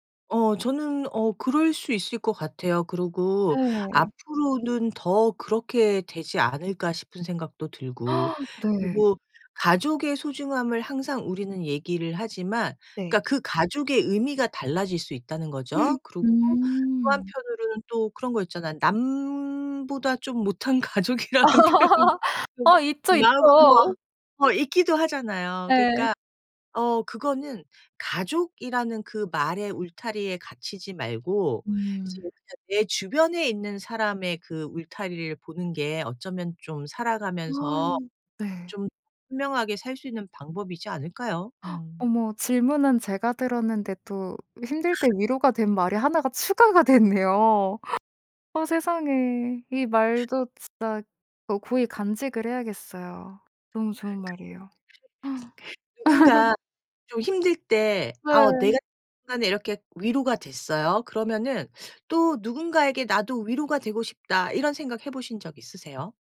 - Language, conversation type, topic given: Korean, podcast, 힘들 때 가장 위로가 됐던 말은 무엇이었나요?
- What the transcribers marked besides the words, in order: other background noise; gasp; gasp; laugh; laughing while speaking: "가족이라는 표현이 좀"; laughing while speaking: "있죠, 있죠"; gasp; gasp; other noise; laughing while speaking: "됐네요"; unintelligible speech; unintelligible speech; gasp; laugh